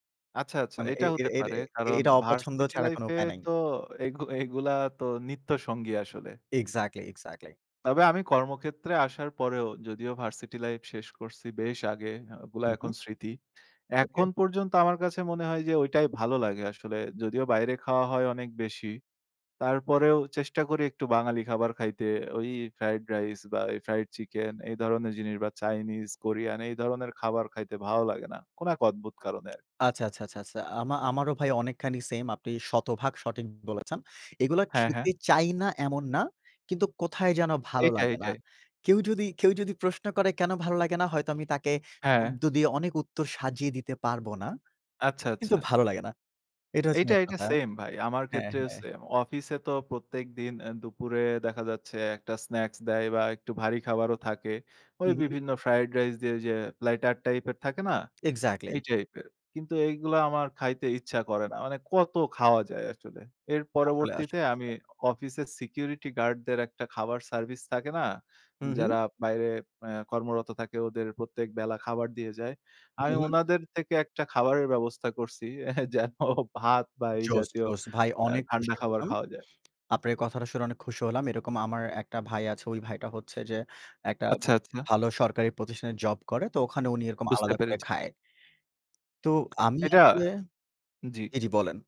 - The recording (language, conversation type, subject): Bengali, unstructured, আপনি কোন ধরনের খাবার সবচেয়ে বেশি পছন্দ করেন?
- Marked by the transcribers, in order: laughing while speaking: "এগু এগুলা"; other background noise; tapping; laughing while speaking: "এ্যা যেন ভাত"